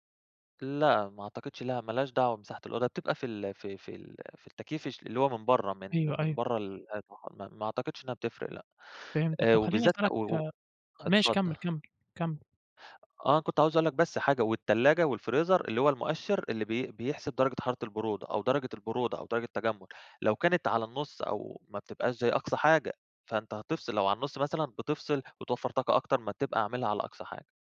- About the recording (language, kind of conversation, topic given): Arabic, podcast, إزاي نقدر نوفر الطاقة ببساطة في البيت؟
- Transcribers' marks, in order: unintelligible speech; tapping